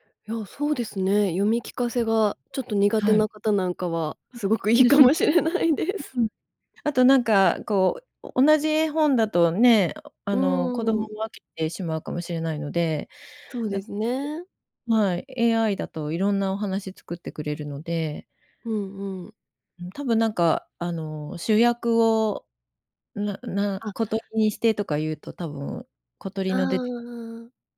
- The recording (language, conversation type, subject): Japanese, podcast, 快適に眠るために普段どんなことをしていますか？
- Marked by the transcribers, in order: joyful: "いいかもしれないです"; laughing while speaking: "いいかもしれないです"; unintelligible speech